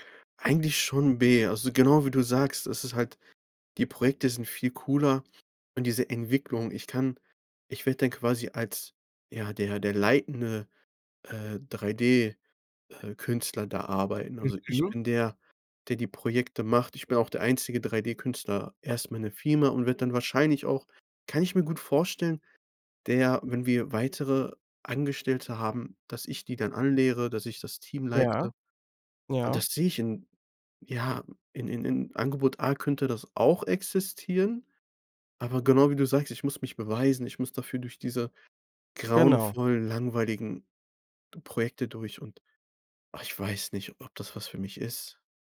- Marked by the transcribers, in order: other noise
- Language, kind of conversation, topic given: German, advice, Wie wäge ich ein Jobangebot gegenüber mehreren Alternativen ab?